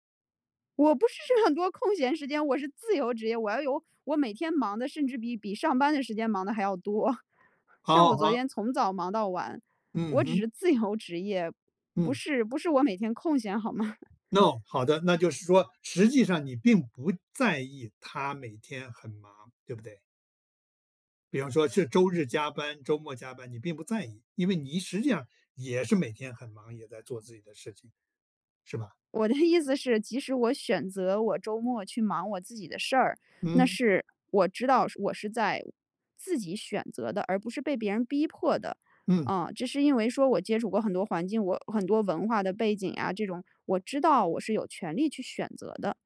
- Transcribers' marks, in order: chuckle; chuckle; other background noise
- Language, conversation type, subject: Chinese, podcast, 混合文化背景对你意味着什么？